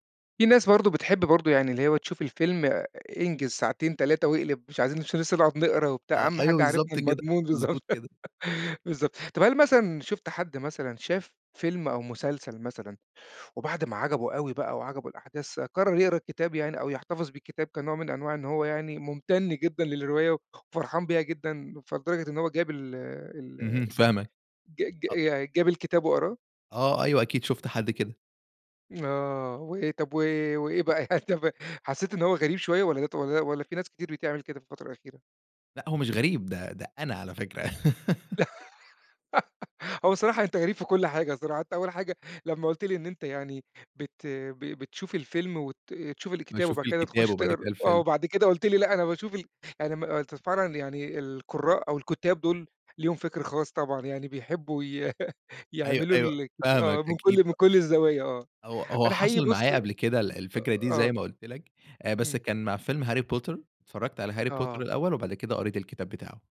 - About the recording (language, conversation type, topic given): Arabic, podcast, إزاي تِختم القصة بطريقة تخلّي الناس تفضل فاكرة وبتفكّر فيها؟
- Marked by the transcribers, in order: laughing while speaking: "بالضبط"; chuckle; laughing while speaking: "بقى يعني طب"; laugh; chuckle; tapping